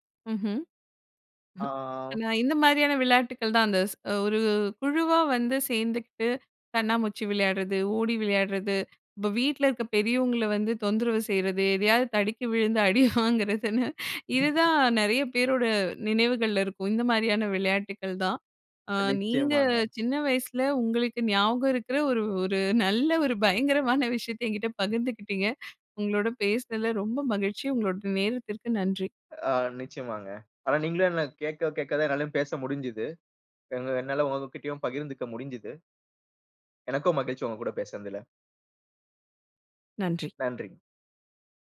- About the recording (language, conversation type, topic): Tamil, podcast, உங்கள் முதல் நண்பருடன் நீங்கள் எந்த விளையாட்டுகளை விளையாடினீர்கள்?
- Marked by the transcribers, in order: chuckle; drawn out: "ஆ"; laughing while speaking: "விழுந்து அடி வாங்குறதுன்னு"; chuckle; tapping; laughing while speaking: "ஒரு ஒரு நல்ல ஒரு பயங்கரமான விஷயத்தை என்கிட்ட பகிர்ந்துக்கிட்டீங்க"